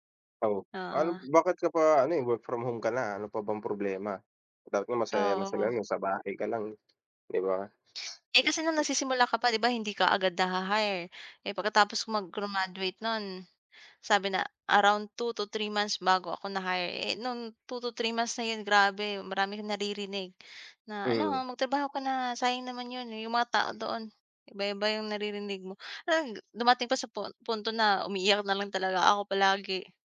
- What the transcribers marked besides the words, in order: tapping; other background noise
- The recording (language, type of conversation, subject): Filipino, unstructured, Paano ninyo nilulutas ang mga hidwaan sa loob ng pamilya?